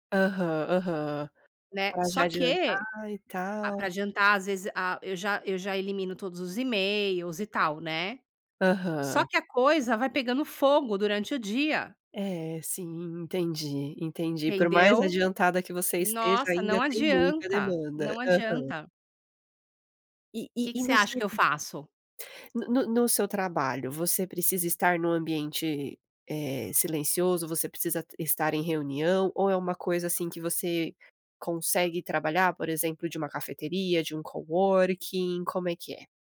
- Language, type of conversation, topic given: Portuguese, advice, Como foi a sua transição para o trabalho remoto e por que tem sido difícil delimitar horários?
- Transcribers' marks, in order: other noise